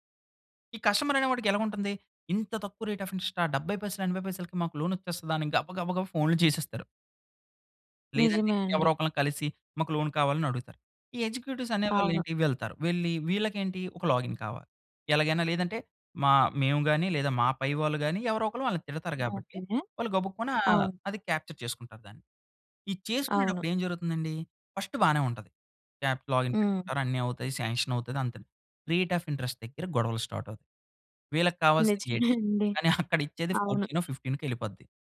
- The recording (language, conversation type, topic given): Telugu, podcast, రోజువారీ ఆత్మవిశ్వాసం పెంచే చిన్న అలవాట్లు ఏవి?
- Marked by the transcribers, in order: in English: "కస్టమర్"; in English: "రేట్ అఫ్ ఇంట్రెస్టా?"; in English: "లోన్"; tapping; in English: "ఎగ్జిక్యూటివ్స్"; other noise; in English: "లాగిన్"; in English: "క్యాప్చర్"; in English: "ఫస్ట్"; in English: "యాప్ లాగిన్"; in English: "సాంక్షన్"; in English: "రేట్ అఫ్ ఇంట్రెస్ట్"; in English: "స్టార్ట్"; in English: "ఎయిట్"; laughing while speaking: "నిజమే అండి"; chuckle; in English: "ఫోర్టీన్ ఫిఫ్టీన్‌కొ"